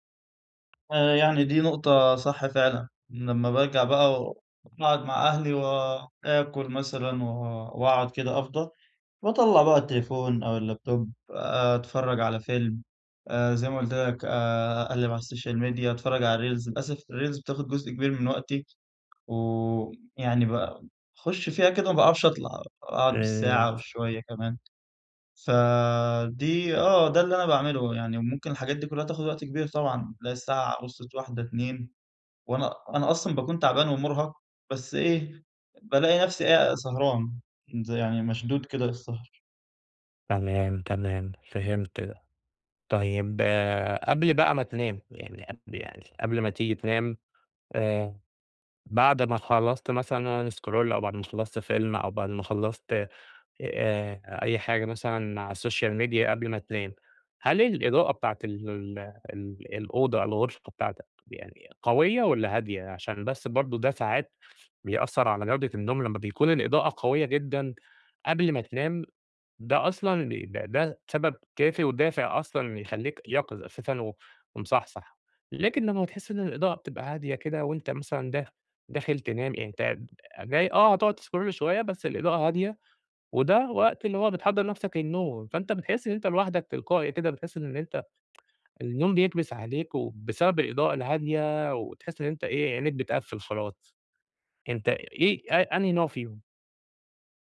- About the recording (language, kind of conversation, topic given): Arabic, advice, صعوبة الالتزام بوقت نوم ثابت
- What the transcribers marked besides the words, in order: tapping; in English: "الlaptop"; in English: "الsocial media"; in English: "الreels"; in English: "الreels"; unintelligible speech; in English: "scroll"; in English: "الsocial media"; in English: "تscroll"; tsk